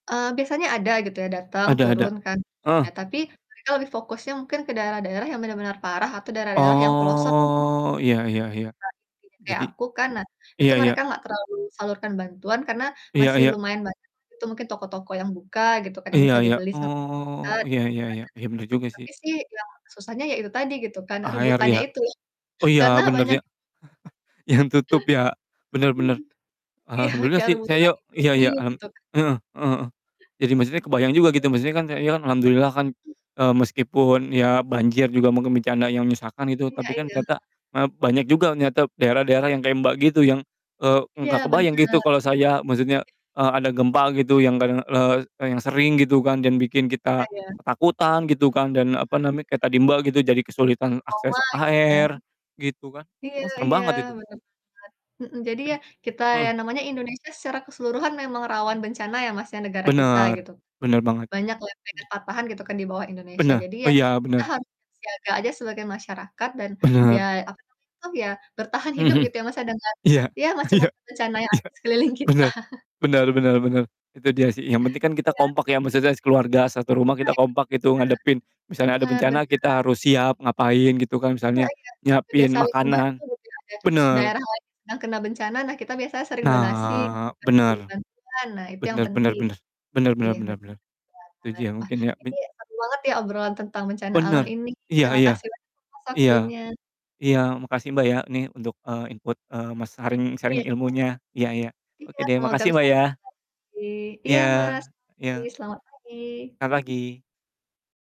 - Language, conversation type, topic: Indonesian, unstructured, Bagaimana perasaanmu tentang bencana alam yang kini semakin sering terjadi?
- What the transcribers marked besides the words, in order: unintelligible speech; distorted speech; drawn out: "Oh"; unintelligible speech; drawn out: "Oh"; other background noise; chuckle; laughing while speaking: "Yang"; laughing while speaking: "iya"; background speech; other noise; laughing while speaking: "iya, iya"; laughing while speaking: "di sekeliling kita"; chuckle; in English: "sharing-sharing"; unintelligible speech